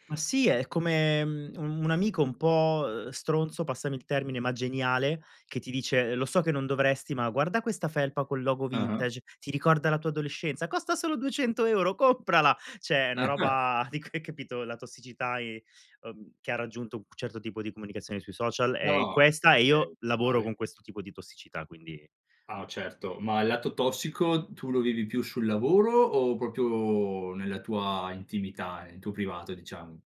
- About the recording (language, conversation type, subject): Italian, podcast, Che ne pensi dei social network al giorno d’oggi?
- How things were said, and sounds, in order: put-on voice: "costa solo duecento euro, comprala"; "Cioè" said as "ceh"; chuckle; unintelligible speech; "proprio" said as "propio"